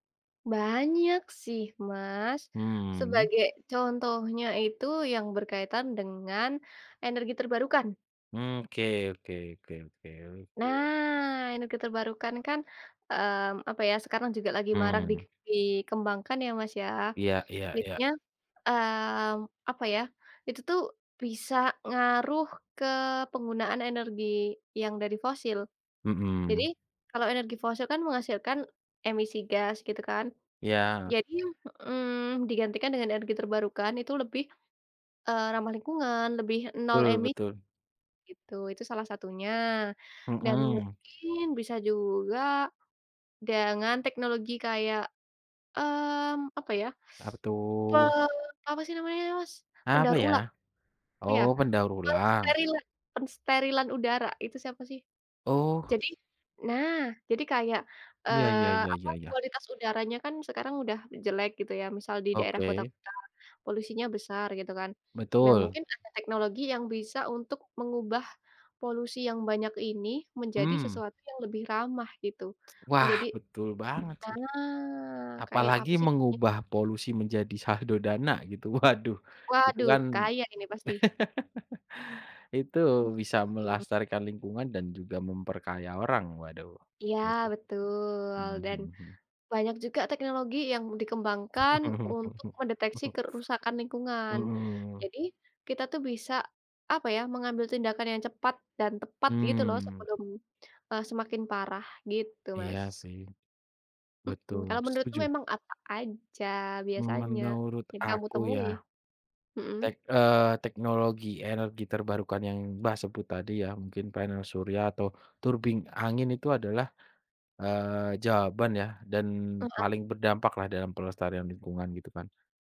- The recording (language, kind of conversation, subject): Indonesian, unstructured, Bagaimana peran teknologi dalam menjaga kelestarian lingkungan saat ini?
- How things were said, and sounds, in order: other background noise; teeth sucking; tongue click; laughing while speaking: "Waduh"; laugh; unintelligible speech; chuckle